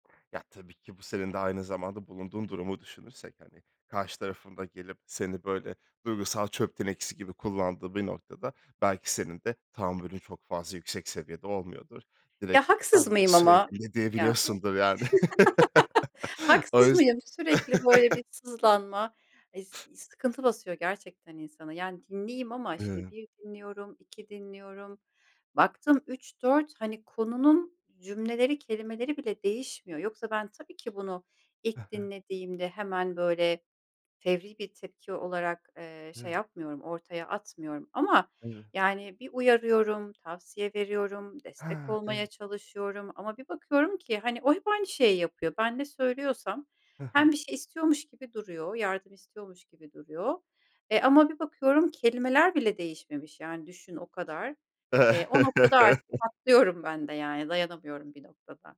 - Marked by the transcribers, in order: other background noise; laugh; unintelligible speech; chuckle; laugh; tapping
- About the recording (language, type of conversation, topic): Turkish, podcast, Birini dinledikten sonra ne zaman tavsiye verirsin, ne zaman susmayı seçersin?